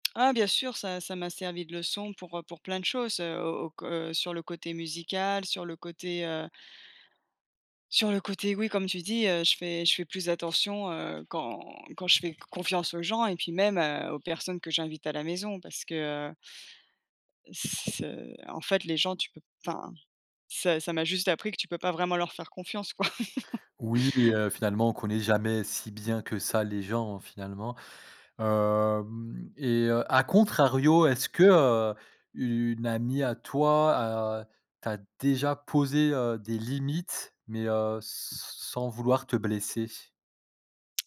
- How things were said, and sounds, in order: other background noise; tapping; laugh
- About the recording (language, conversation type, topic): French, podcast, Comment poser des limites sans blesser ses proches ?